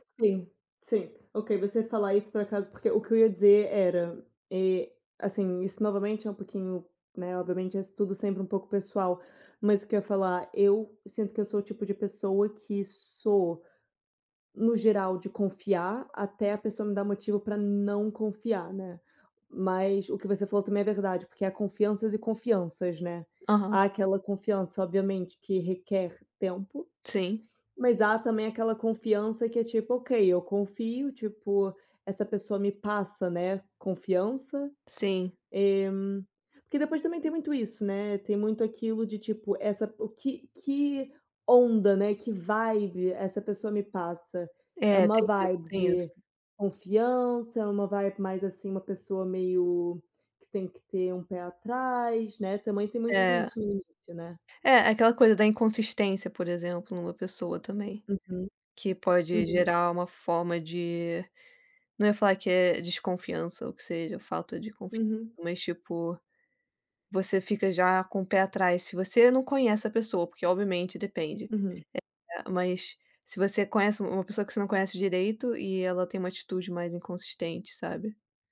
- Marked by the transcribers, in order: tapping; in English: "vibe"; in English: "vibe"; in English: "vibe"; other background noise
- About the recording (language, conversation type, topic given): Portuguese, unstructured, O que faz alguém ser uma pessoa confiável?
- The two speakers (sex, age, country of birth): female, 25-29, Brazil; female, 30-34, Brazil